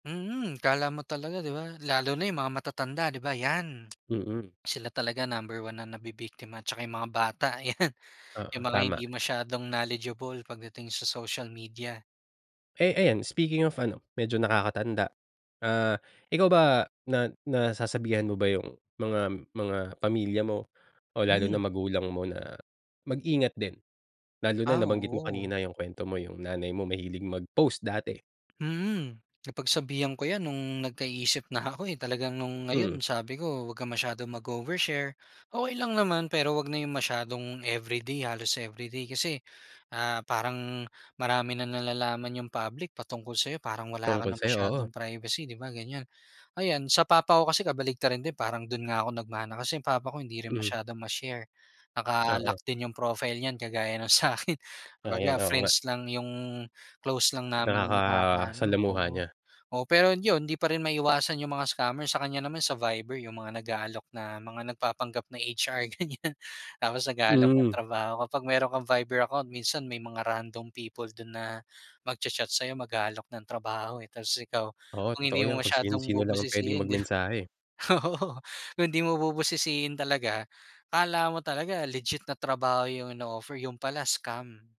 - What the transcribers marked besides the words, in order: laughing while speaking: "yan"; laughing while speaking: "sakin"; laughing while speaking: "ganyan"; laughing while speaking: "di ba, oo"
- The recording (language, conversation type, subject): Filipino, podcast, Paano mo pinoprotektahan ang iyong pagkapribado sa mga platapormang panlipunan?